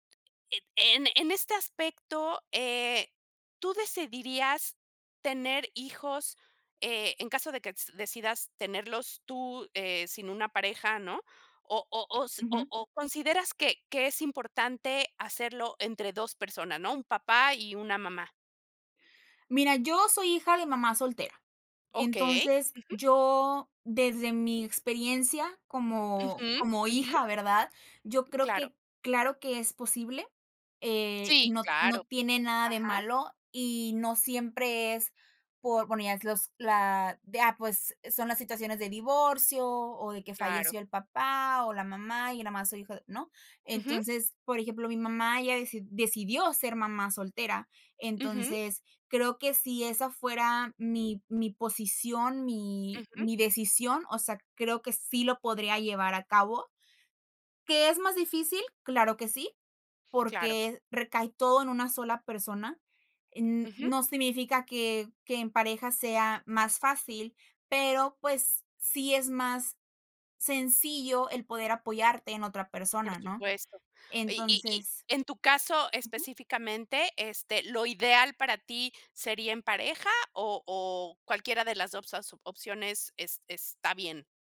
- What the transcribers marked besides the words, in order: none
- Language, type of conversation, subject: Spanish, podcast, ¿Cómo decides si quieres tener hijos?